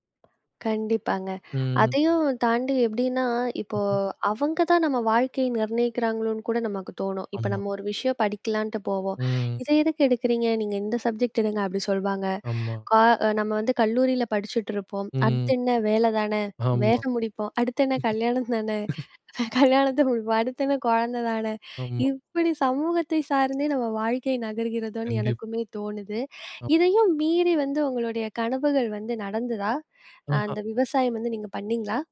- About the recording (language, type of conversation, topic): Tamil, podcast, இந்திய குடும்பமும் சமூகமும் தரும் அழுத்தங்களை நீங்கள் எப்படிச் சமாளிக்கிறீர்கள்?
- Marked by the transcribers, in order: other noise; unintelligible speech; other background noise; laughing while speaking: "அடுத்து என்ன வேலை தான, வேலை … நகர்கிறதோன்னு எனக்குமே தோணுது"; chuckle